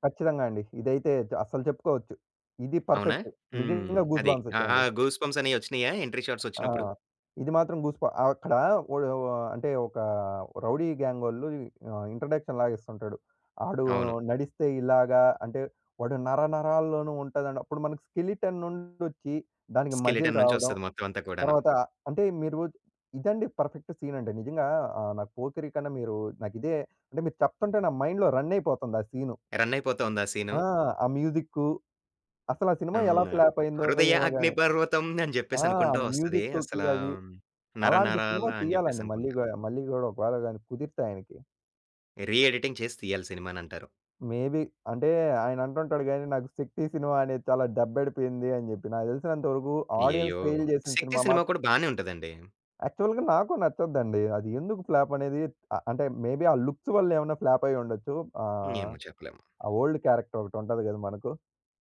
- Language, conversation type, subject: Telugu, podcast, సినిమాలు మన భావనలను ఎలా మార్చతాయి?
- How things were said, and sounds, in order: in English: "గూస్‌బంప్స్"; in English: "గూస్‌బంప్స్"; in English: "ఎంట్రి షార్ట్స్"; other background noise; in English: "ఇంట్రడక్షన్"; in English: "స్కెలెటన్"; in English: "మజిల్"; in English: "స్కెలిటన్"; in English: "పర్ఫెక్ట్"; in English: "మైండ్‌లో"; singing: "హృదయ అగ్నిపర్వతం"; in English: "రీ ఎడిటింగ్"; in English: "మేబీ"; in English: "ఆడియన్స్ ఫెయిల్"; in English: "యాక్చువల్‌గా"; in English: "మేబీ"; in English: "లుక్స్"; in English: "ఓల్డ్"